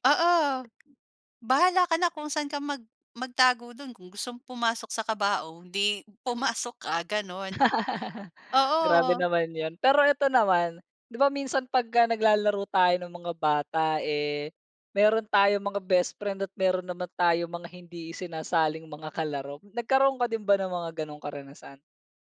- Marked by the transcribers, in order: other background noise
- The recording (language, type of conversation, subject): Filipino, podcast, Ano ang paborito mong laro noong bata ka?